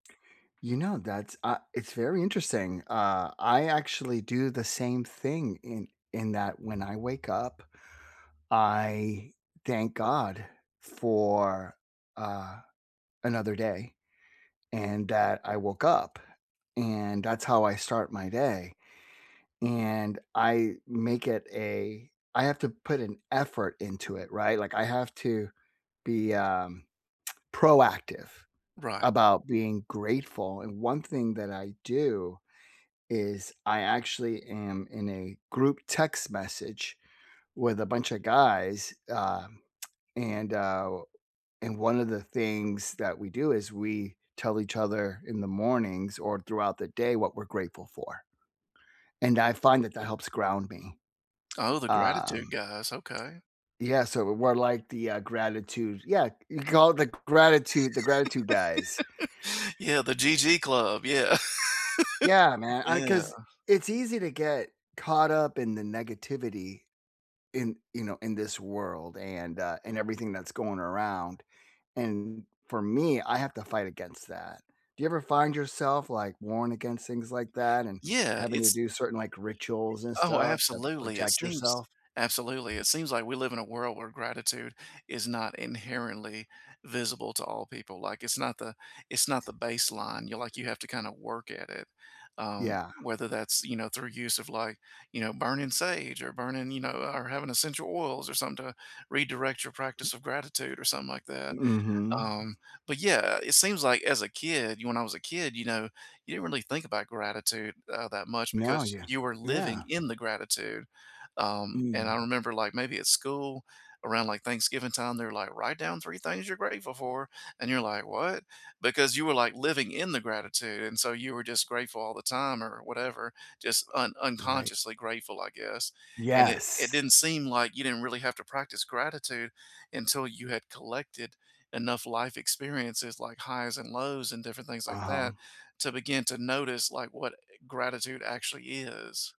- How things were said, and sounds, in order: lip smack; lip smack; laugh; laugh; other background noise; other noise; put-on voice: "Write down three things you're grateful for"
- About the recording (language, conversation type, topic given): English, unstructured, What is your favorite way to practice gratitude?